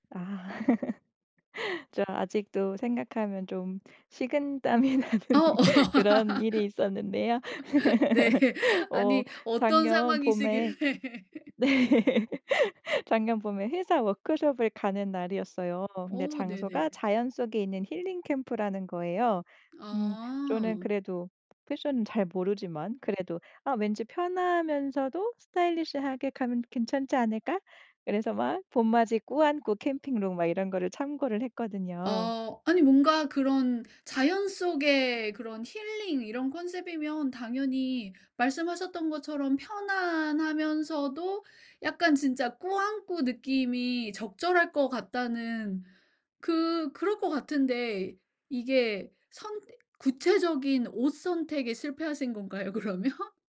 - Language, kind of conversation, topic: Korean, podcast, 스타일링에 실패했던 경험을 하나 들려주실래요?
- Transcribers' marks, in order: laughing while speaking: "아"; laugh; laughing while speaking: "식은땀이 나는"; laugh; laughing while speaking: "네"; laugh; laughing while speaking: "네"; laugh; laughing while speaking: "상황이시길래"; laugh; other background noise; laughing while speaking: "그러면?"